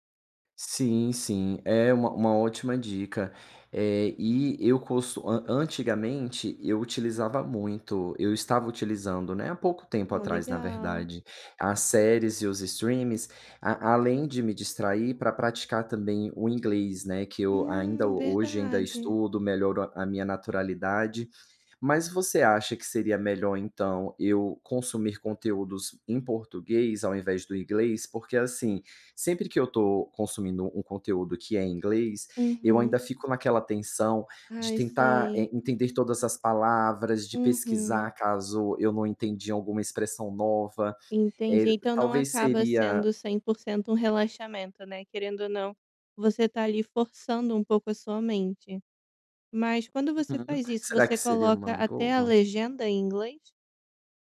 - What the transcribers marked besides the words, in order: none
- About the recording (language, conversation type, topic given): Portuguese, advice, Como posso relaxar em casa depois de um dia cansativo?